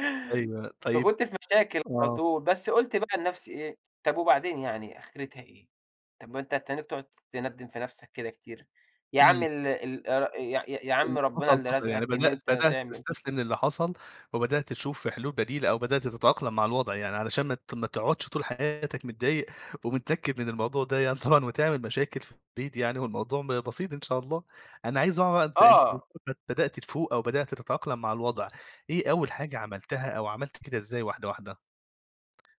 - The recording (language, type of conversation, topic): Arabic, podcast, إيه أهم نصيحة تديها لحد بينقل يعيش في مدينة جديدة؟
- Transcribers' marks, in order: tapping; unintelligible speech